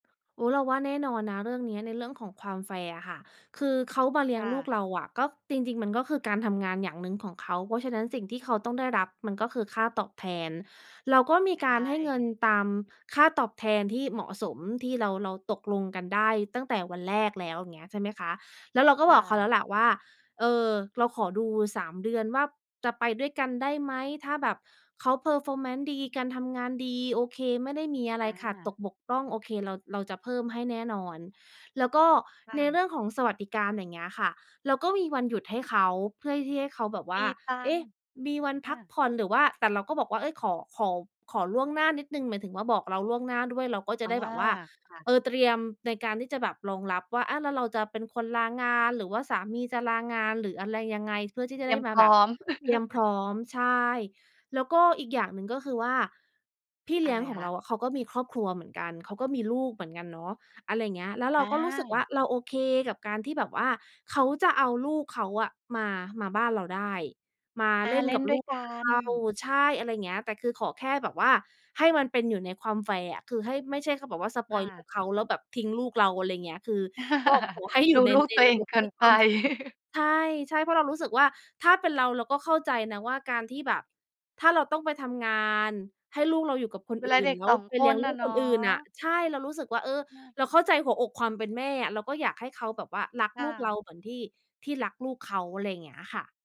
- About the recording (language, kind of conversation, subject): Thai, podcast, วิธีรักษาความสัมพันธ์กับพี่เลี้ยงให้ยาวนานคืออะไร?
- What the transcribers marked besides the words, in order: in English: "Performance"; laugh; other background noise; laugh; laughing while speaking: "ดูลูกตัวเองเกินไป"; unintelligible speech; chuckle